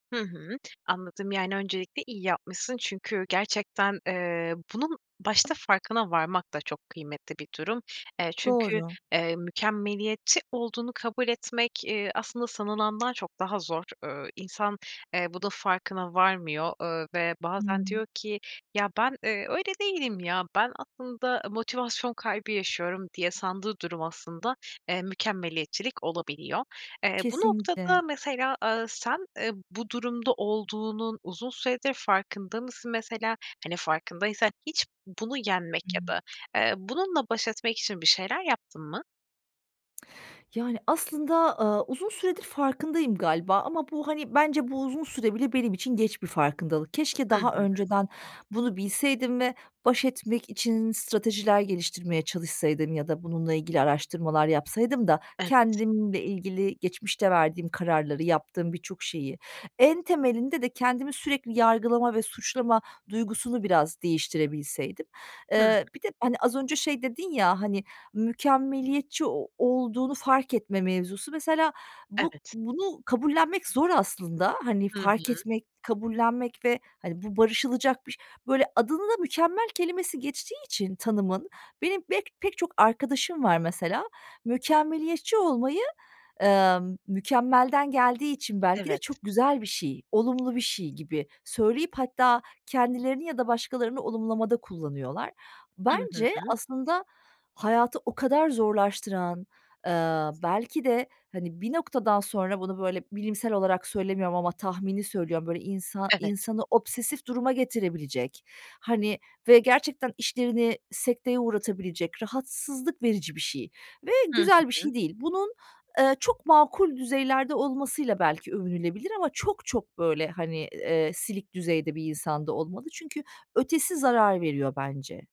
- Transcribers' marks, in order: tapping; other background noise
- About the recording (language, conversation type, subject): Turkish, advice, Mükemmeliyetçilik yüzünden ertelemeyi ve bununla birlikte gelen suçluluk duygusunu nasıl yaşıyorsunuz?